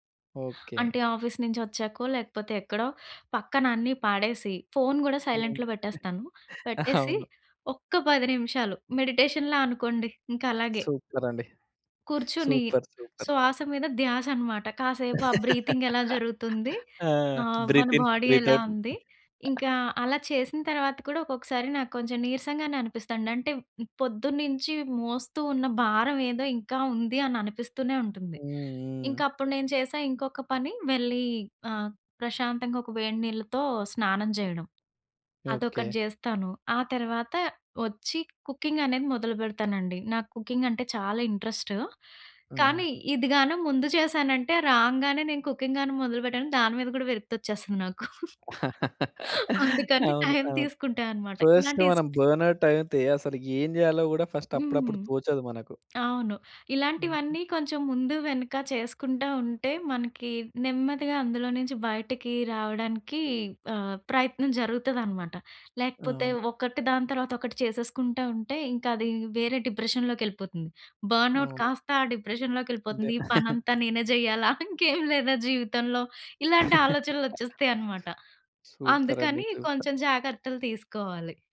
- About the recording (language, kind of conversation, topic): Telugu, podcast, బర్న్‌ఆవుట్ లక్షణాలు కనిపించినప్పుడు మీకు ఎలా అనిపిస్తుంది?
- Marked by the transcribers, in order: in English: "ఆఫీస్"; in English: "సైలెంట్‌లో"; laughing while speaking: "అవును"; in English: "మెడిటేషన్‌లా"; in English: "సూపర్! సూపర్!"; in English: "బ్రీతింగ్"; laugh; in English: "బ్రీత్ ఇన్, బ్రీత్ ఔట్"; in English: "బోడీ"; chuckle; "అనిపిస్తదండి" said as "అనిపిస్తండి"; in English: "కుకింగ్"; in English: "ఇంట్రెస్ట్"; in English: "కుకింగ్"; laugh; laughing while speaking: "నాకు. అందుకని టైం తీసుకుంటా అనమాట"; in English: "ఫస్ట్‌న"; in English: "టైం"; in English: "బర్నౌట్"; other background noise; in English: "ఫస్ట్"; in English: "బర్నౌట్"; chuckle; laughing while speaking: "ఇంకేం లేదా జీవితంలో?"; laugh; in English: "సూపర్!"